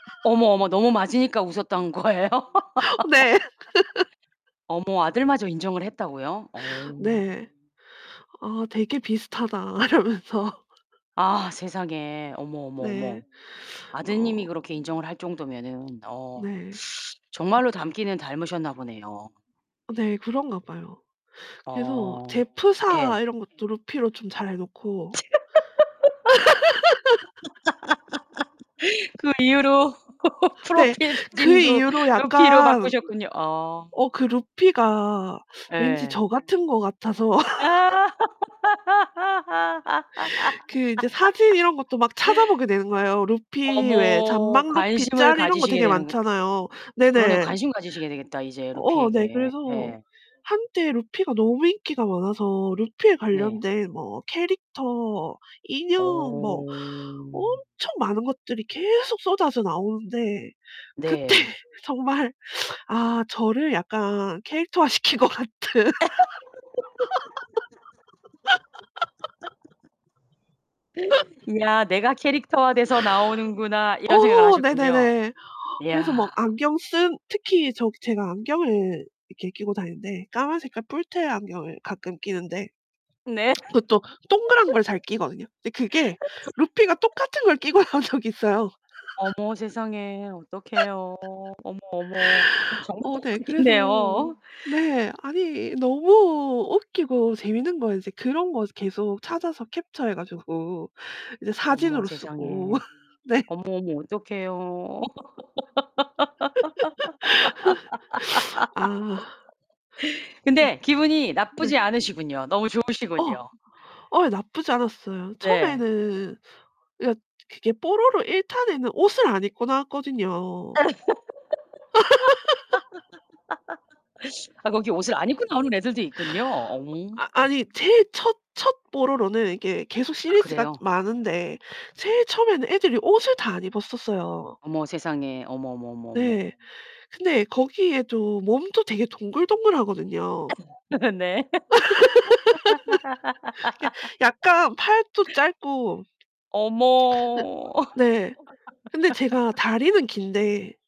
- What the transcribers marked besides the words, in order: laugh; background speech; other background noise; laughing while speaking: "네"; laugh; laughing while speaking: "거예요?"; laugh; distorted speech; laughing while speaking: "이러면서"; tapping; laugh; laughing while speaking: "그 이후로 프로필 사진도"; laugh; laugh; laughing while speaking: "아"; laugh; laughing while speaking: "그때 정말"; laugh; laughing while speaking: "시킨 것 같은"; laugh; lip smack; laughing while speaking: "네"; laugh; laughing while speaking: "끼고 나온"; laughing while speaking: "똑같겠네요"; laugh; laugh; laughing while speaking: "네"; laugh; laugh; laugh; laugh; laughing while speaking: "네"; laugh; laugh
- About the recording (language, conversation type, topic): Korean, podcast, 미디어에서 나와 닮은 인물을 본 적이 있나요?